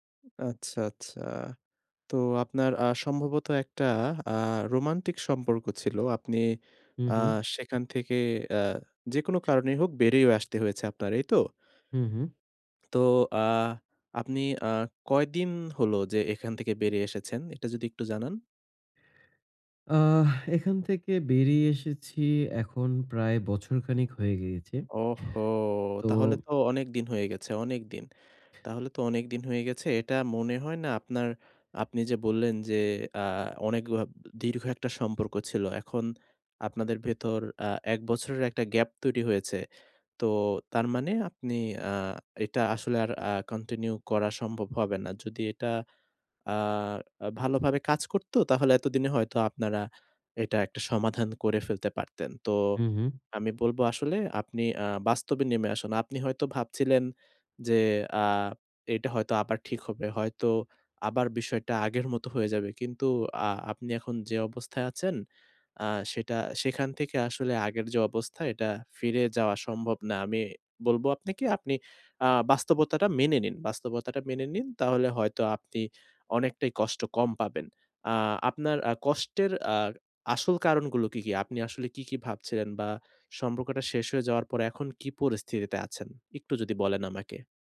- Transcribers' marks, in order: other background noise; tapping
- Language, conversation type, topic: Bengali, advice, ব্রেকআপের পরে আমি কীভাবে ধীরে ধীরে নিজের পরিচয় পুনর্গঠন করতে পারি?